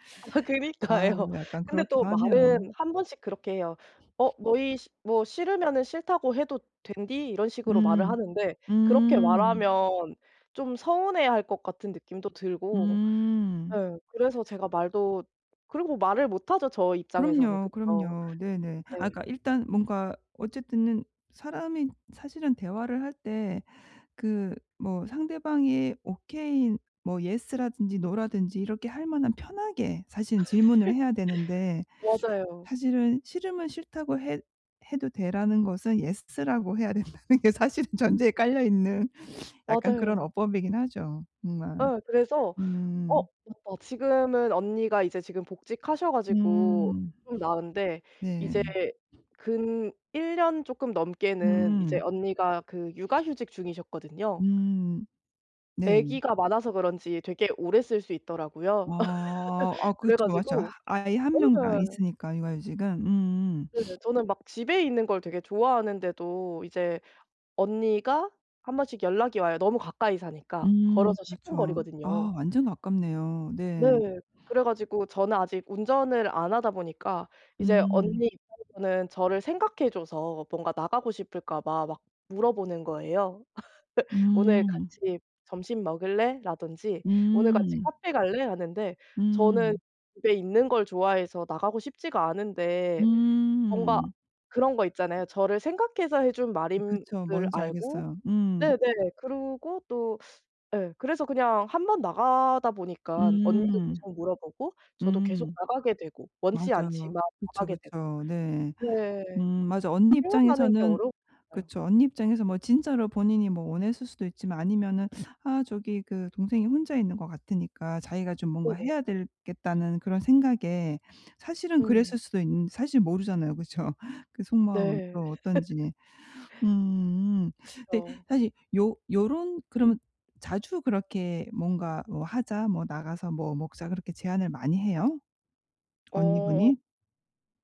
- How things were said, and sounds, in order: laughing while speaking: "아 그니까요"; in English: "오케이"; in English: "예스"; in English: "노"; laugh; laughing while speaking: "예스 라고 해야 된다는 게 사실은 전제에 깔려 있는"; in English: "예스"; other background noise; laugh; sniff; laugh; teeth sucking; laughing while speaking: "그쵸?"; laugh
- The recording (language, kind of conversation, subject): Korean, advice, 가족 모임에서 의견 충돌을 평화롭게 해결하는 방법